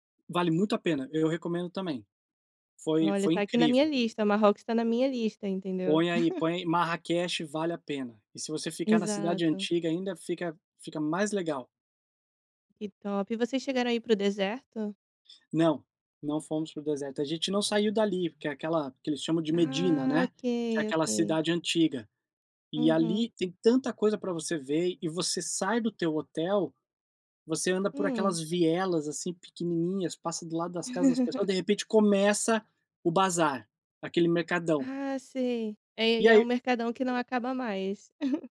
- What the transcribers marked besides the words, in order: chuckle; tapping; laugh; chuckle
- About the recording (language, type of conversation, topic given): Portuguese, podcast, Como você escolhe um destino quando está curioso?